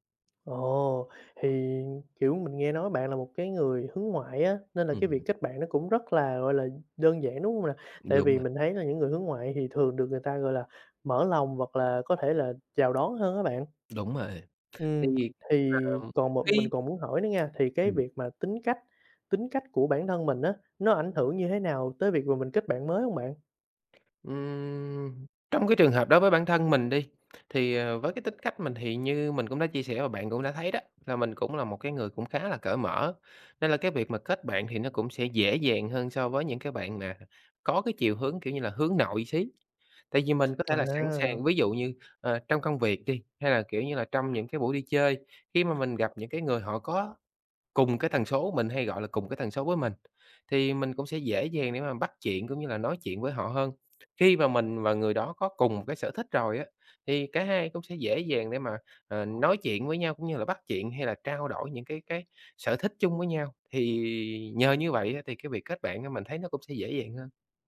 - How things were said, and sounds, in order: other background noise; tapping
- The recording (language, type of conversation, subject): Vietnamese, podcast, Bạn có thể kể về một chuyến đi mà trong đó bạn đã kết bạn với một người lạ không?
- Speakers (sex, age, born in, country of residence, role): male, 20-24, Vietnam, Vietnam, host; male, 30-34, Vietnam, Vietnam, guest